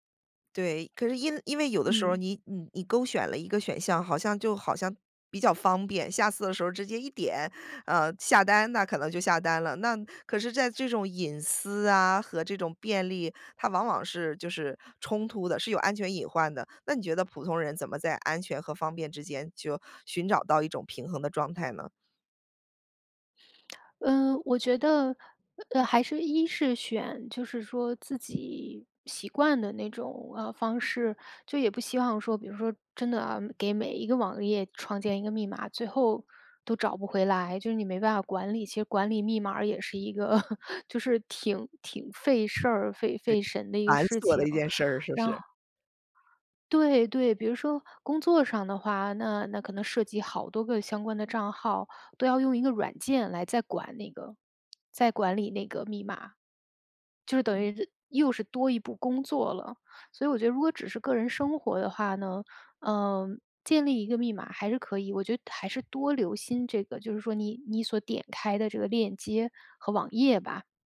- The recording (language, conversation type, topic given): Chinese, podcast, 我们该如何保护网络隐私和安全？
- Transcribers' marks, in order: "在" said as "债"; lip smack; chuckle; laughing while speaking: "繁琐的"; tapping